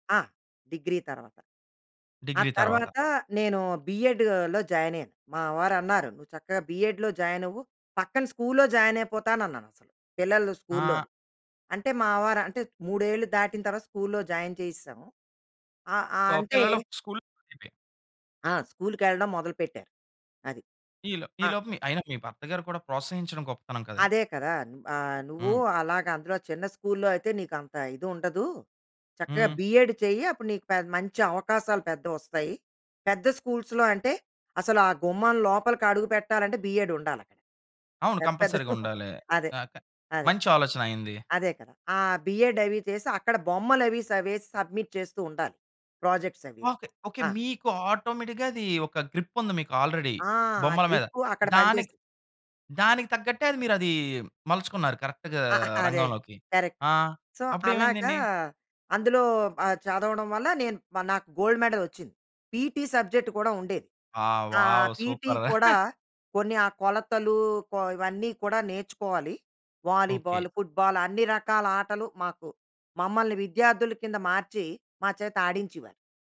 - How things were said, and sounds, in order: in English: "బిఎడ్‌లో జాయిన్"; in English: "బిఎడ్‌లో జాయిన్"; in English: "స్కూల్‌లో జాయిన్"; in English: "స్కూల్‌లోని"; in English: "స్కూల్‌లో జాయిన్"; in English: "స్కూల్"; unintelligible speech; in English: "స్కూల్‌లో"; in English: "బి‌ఎడ్"; in English: "స్కూల్స్‌లో"; in English: "బిఎడ్"; in English: "కంపల్సరీ‌గా"; giggle; in English: "బిఎడ్"; in English: "సబ్మిట్"; in English: "ప్రొజెక్ట్స్"; in English: "ఆటోమేటిక్‌గా"; in English: "గ్రిప్"; in English: "ఆల్రెడీ"; in English: "కరెక్ట్‌గా"; giggle; in English: "కరెక్ట్. సో"; in English: "గోల్డ్ మెడల్"; in English: "పీటీ సబ్జెక్ట్"; in English: "వావ్! వావ్! సూపర్"; in English: "పీటీ"; chuckle; in English: "వాలీబాల్, ఫూట్‌బాల్"
- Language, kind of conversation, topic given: Telugu, podcast, పాత నైపుణ్యాలు కొత్త రంగంలో ఎలా ఉపయోగపడతాయి?